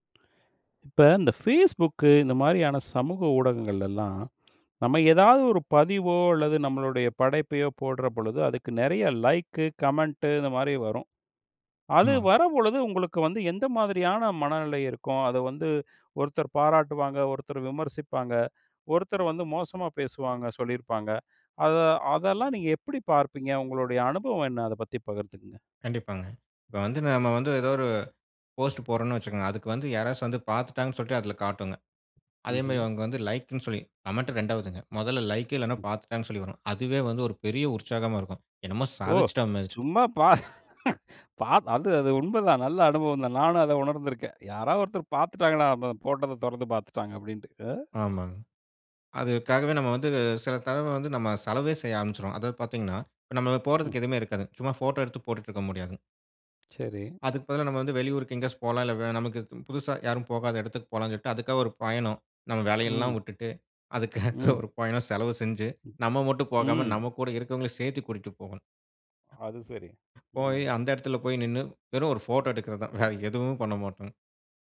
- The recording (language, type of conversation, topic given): Tamil, podcast, பேஸ்புக்கில் கிடைக்கும் லைக் மற்றும் கருத்துகளின் அளவு உங்கள் மனநிலையை பாதிக்கிறதா?
- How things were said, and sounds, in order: other background noise; in English: "லைக், கமெண்ட்"; in English: "போஸ்ட்"; in English: "கமெண்ட்"; in English: "லைக்"; chuckle; laughing while speaking: "அதற்காக"; laughing while speaking: "வேற"